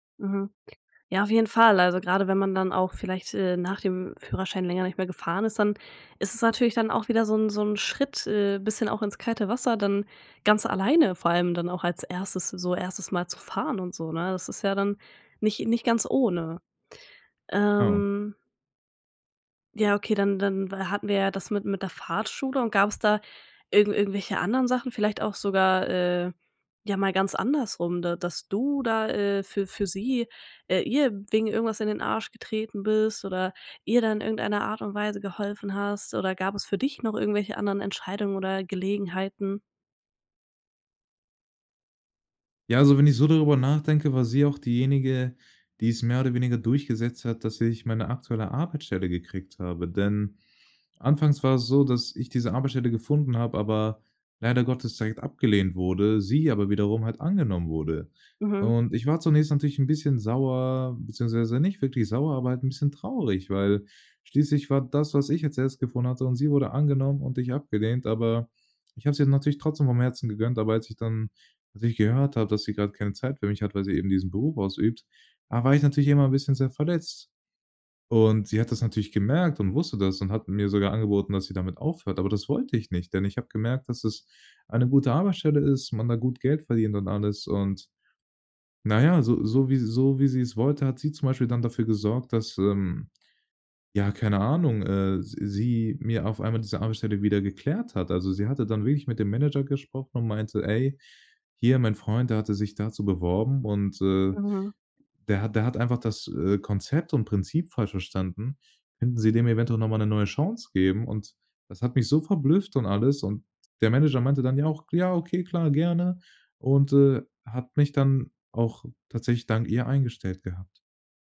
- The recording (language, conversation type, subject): German, podcast, Wann hat ein Zufall dein Leben komplett verändert?
- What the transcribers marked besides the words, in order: "Fahrschule" said as "Fahrtschule"